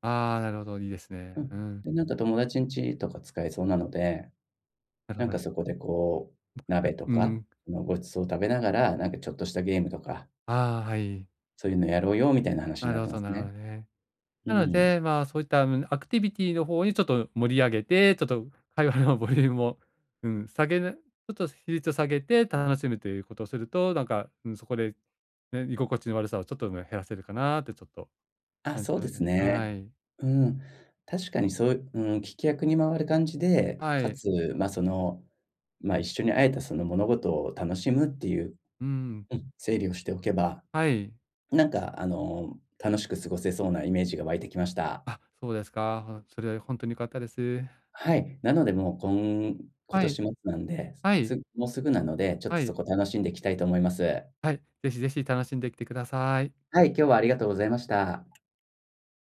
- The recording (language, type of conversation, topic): Japanese, advice, 友人の集まりでどうすれば居心地よく過ごせますか？
- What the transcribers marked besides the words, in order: other noise; laughing while speaking: "会話のボリュームを"; other background noise